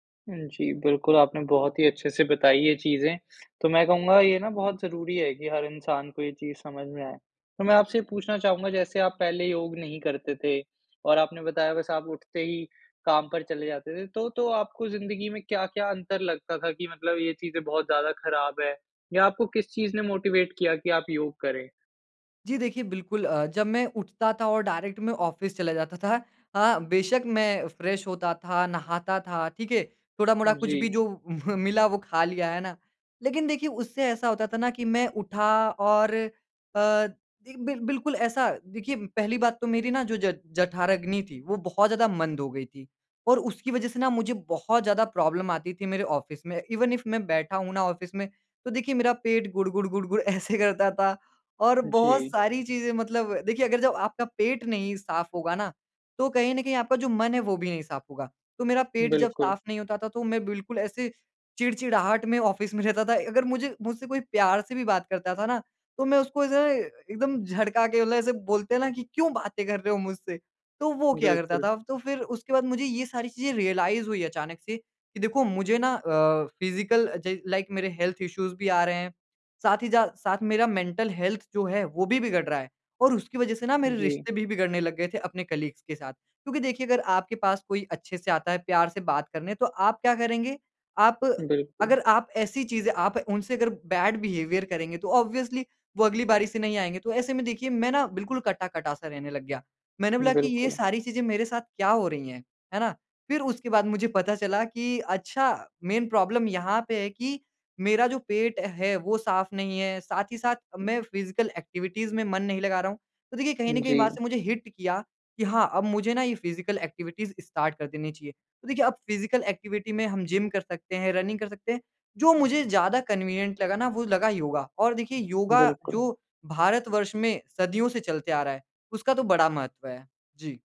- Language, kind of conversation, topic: Hindi, podcast, योग ने आपके रोज़मर्रा के जीवन पर क्या असर डाला है?
- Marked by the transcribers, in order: in English: "मोटिवेट"; in English: "डायरेक्ट"; in English: "ऑफ़िस"; in English: "फ्रेश"; chuckle; in English: "प्रॉब्लम"; in English: "ऑफ़िस"; in English: "इवेन इफ़"; in English: "ऑफ़िस"; laughing while speaking: "ऐसे करता था"; in English: "ऑफ़िस"; in English: "रियलाइज़"; in English: "फिज़िकल"; in English: "लाइक"; in English: "हेल्थ इश्यूज़"; in English: "मेंटल हेल्थ"; in English: "कलीग्स"; in English: "बैड बिहेवियर"; in English: "ऑब्वियसली"; in English: "मेन प्रॉब्लम"; in English: "फिज़िकल एक्टिविटीज़"; other background noise; in English: "हिट"; in English: "फिज़िकल एक्टिविटीज़ स्टार्ट"; tapping; in English: "फिज़िकल एक्टिविटी"; in English: "जिम"; in English: "रनिंग"; in English: "कन्वीनिएंट"